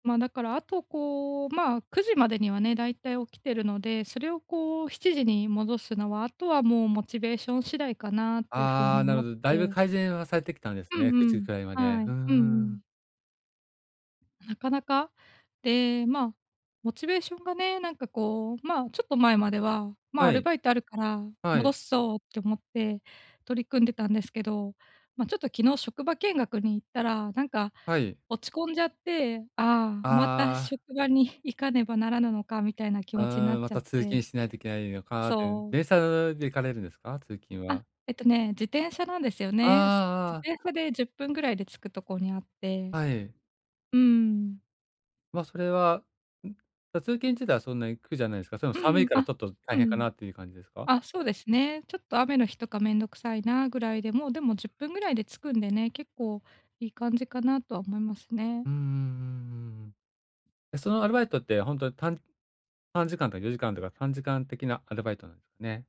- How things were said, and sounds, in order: tapping
- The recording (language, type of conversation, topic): Japanese, advice, モチベーションを維持するためには、どのようなフィードバックをすればよいですか？